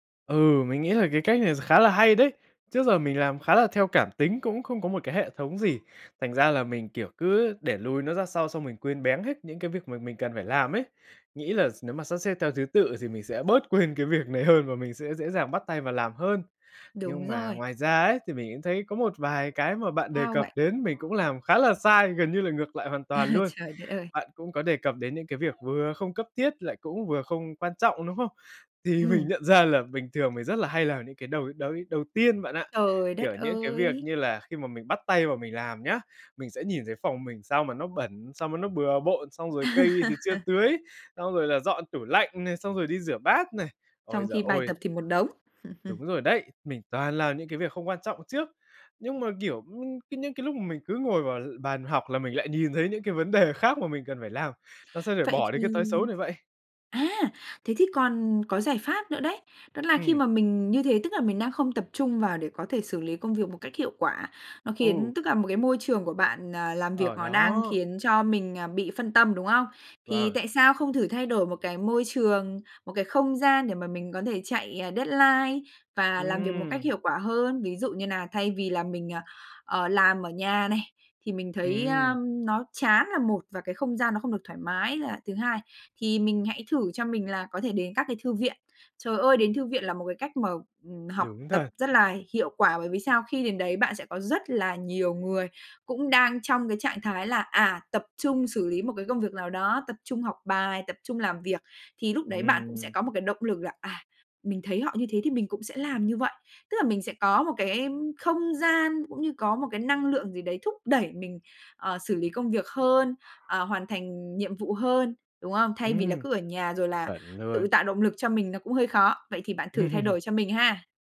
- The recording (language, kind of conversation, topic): Vietnamese, advice, Làm thế nào để tránh trì hoãn công việc khi tôi cứ để đến phút cuối mới làm?
- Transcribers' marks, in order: laughing while speaking: "À"; other background noise; tapping; laugh; chuckle; laughing while speaking: "đề"; in English: "deadline"; laugh